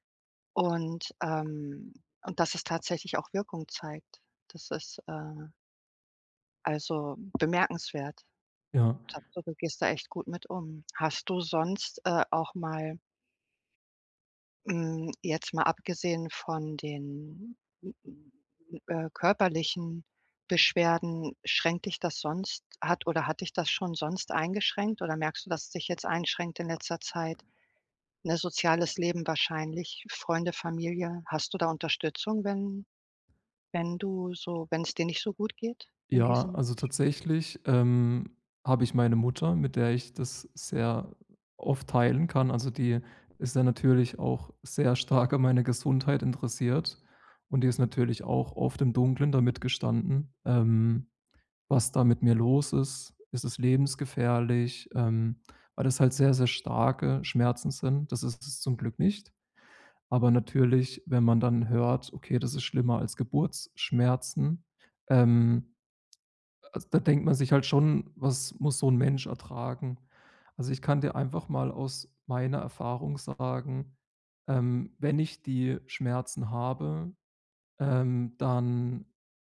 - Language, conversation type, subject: German, advice, Wie kann ich besser mit Schmerzen und ständiger Erschöpfung umgehen?
- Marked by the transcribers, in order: other noise; other background noise